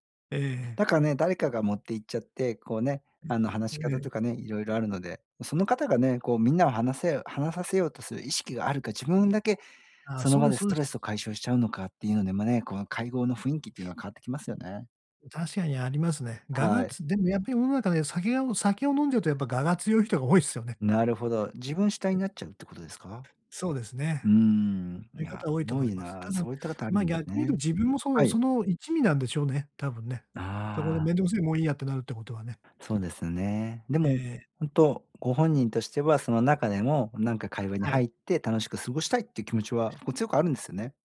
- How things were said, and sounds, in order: other background noise
- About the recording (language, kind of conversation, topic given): Japanese, advice, グループの会話に自然に入るにはどうすればいいですか？